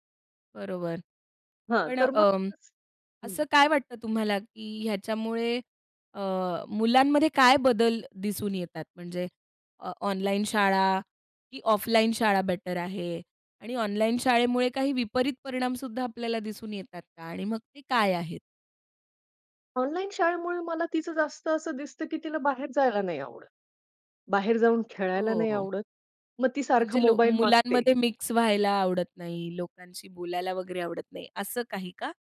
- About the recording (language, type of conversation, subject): Marathi, podcast, डिजिटल शिक्षणामुळे काय चांगलं आणि वाईट झालं आहे?
- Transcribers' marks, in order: unintelligible speech; other background noise